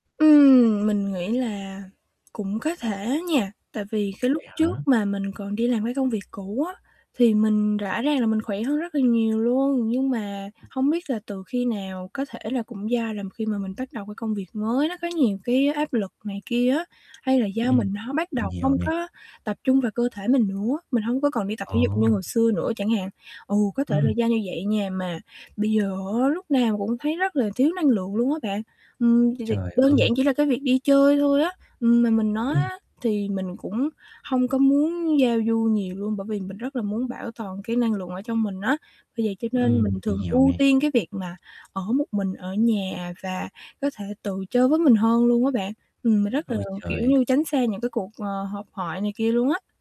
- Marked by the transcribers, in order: static; tapping; distorted speech; other background noise
- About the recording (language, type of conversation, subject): Vietnamese, advice, Vì sao tôi luôn cảm thấy mệt mỏi kéo dài và thiếu năng lượng?
- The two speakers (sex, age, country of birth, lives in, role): female, 20-24, Vietnam, Vietnam, user; male, 18-19, Vietnam, Vietnam, advisor